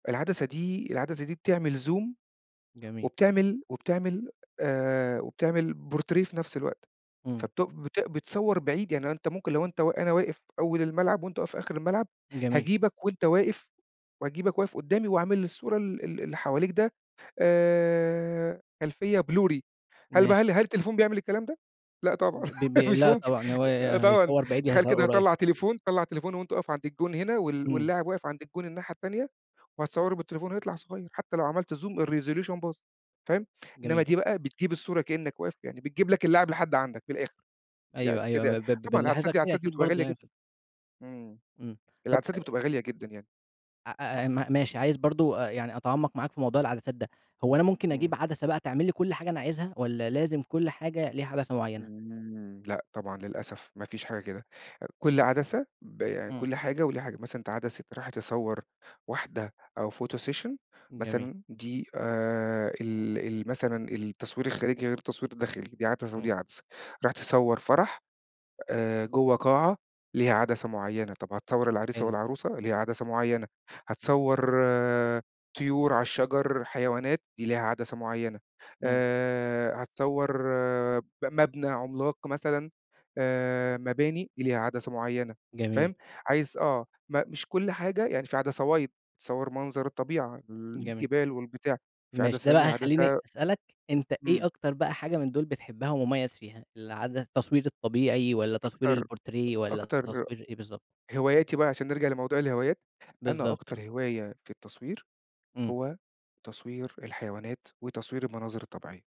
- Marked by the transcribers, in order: in English: "زوم"; in English: "بورتريه"; in English: "blurry"; laugh; in English: "زوم الresolution"; unintelligible speech; in English: "photo session"; in English: "wide"; in English: "البورتريه"
- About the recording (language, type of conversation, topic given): Arabic, podcast, إيه هي هوايتك المفضلة وليه؟